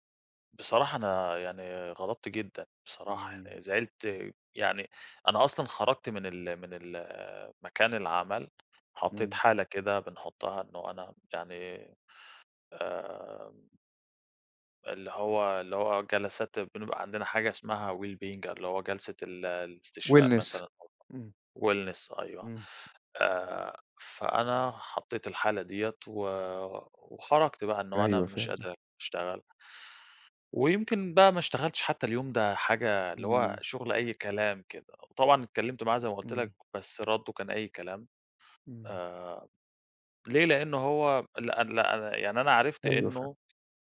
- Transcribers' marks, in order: in English: "wellbeing"; in English: "wellness"; tapping; in English: "wellness"
- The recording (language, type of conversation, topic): Arabic, advice, إزاي طلبت ترقية واترفضت؟